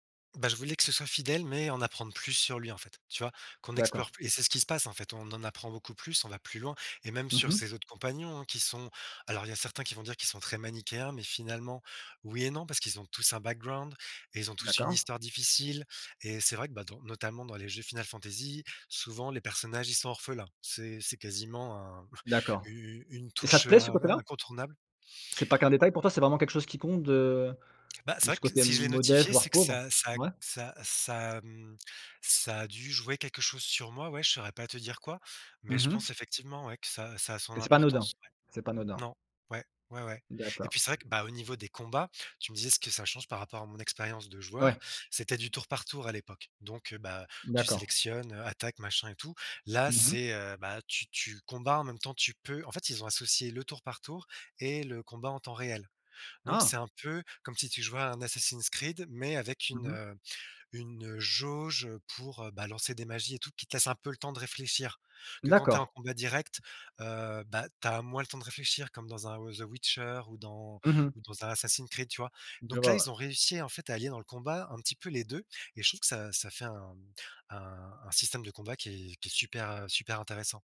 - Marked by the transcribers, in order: tapping; in English: "background"; chuckle
- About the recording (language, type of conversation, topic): French, podcast, Quel personnage de fiction te parle le plus, et pourquoi ?